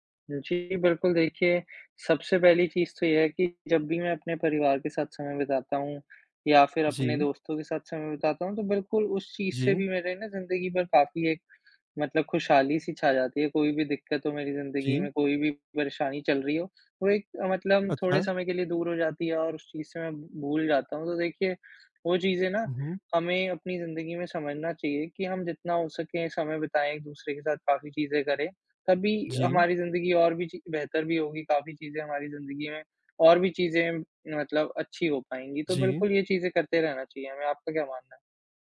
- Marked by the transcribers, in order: tapping
- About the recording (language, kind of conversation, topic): Hindi, unstructured, खुशी पाने के लिए आप क्या करते हैं?